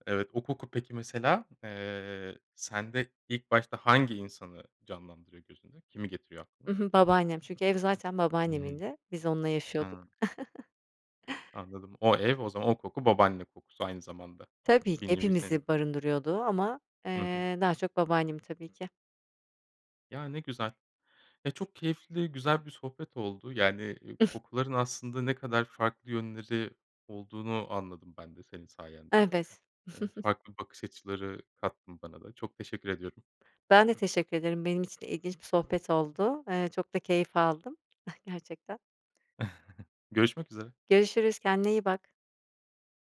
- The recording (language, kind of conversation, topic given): Turkish, podcast, Hangi kokular seni geçmişe götürür ve bunun nedeni nedir?
- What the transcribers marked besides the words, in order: other background noise; chuckle; giggle; chuckle; chuckle